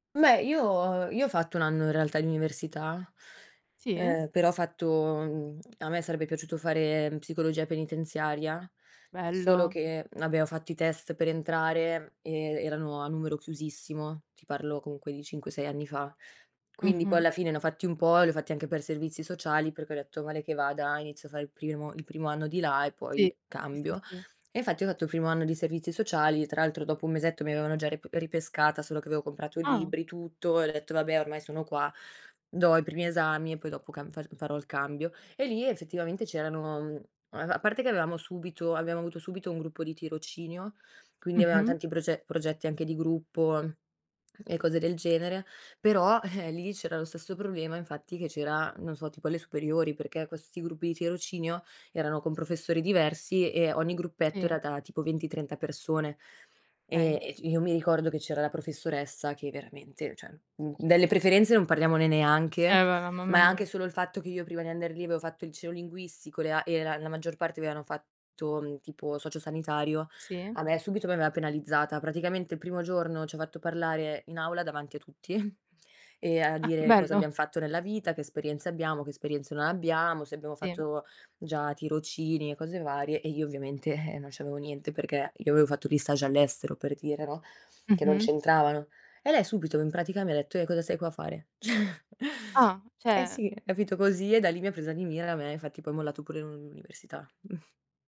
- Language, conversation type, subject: Italian, unstructured, È giusto giudicare un ragazzo solo in base ai voti?
- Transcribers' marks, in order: laughing while speaking: "eh"; "Okay" said as "kay"; "cioè" said as "ceh"; "liceo" said as "ceo"; laughing while speaking: "tutti"; laughing while speaking: "ceh"; "Cioè" said as "ceh"; "cioè" said as "ceh"; chuckle